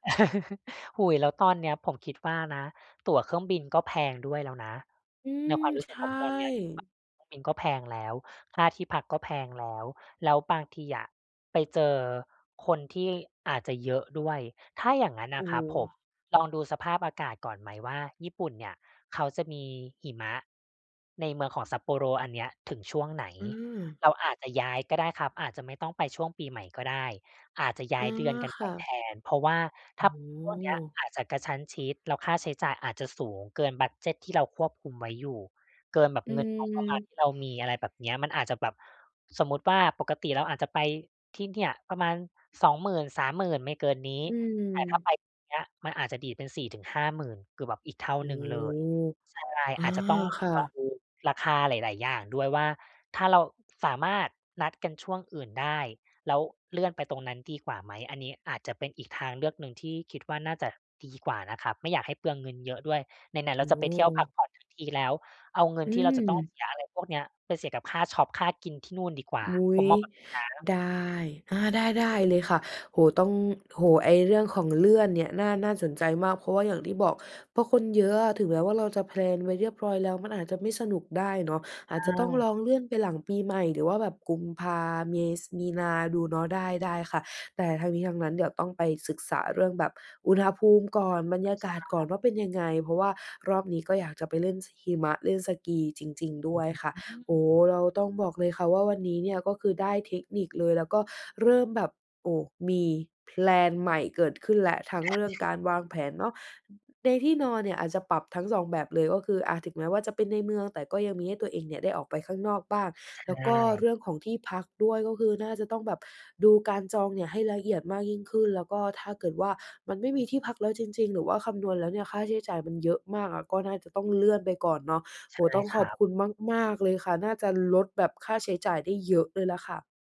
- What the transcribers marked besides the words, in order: chuckle; other background noise; tapping; in English: "แพลน"; in English: "แพลน"
- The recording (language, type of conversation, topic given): Thai, advice, ควรเลือกไปพักผ่อนสบาย ๆ ที่รีสอร์ตหรือออกไปผจญภัยท่องเที่ยวในที่ไม่คุ้นเคยดี?